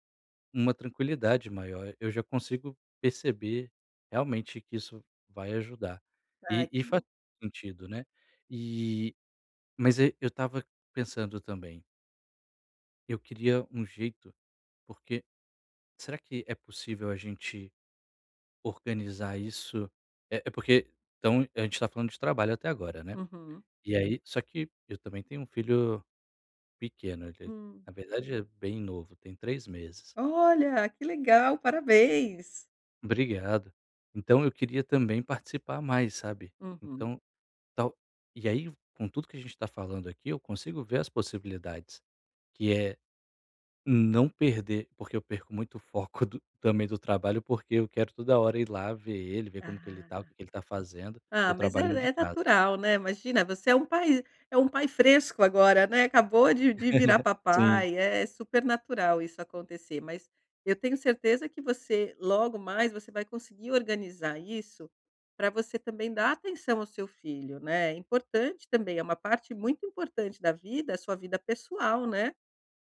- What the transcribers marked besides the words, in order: chuckle
- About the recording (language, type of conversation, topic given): Portuguese, advice, Como posso alternar entre tarefas sem perder o foco?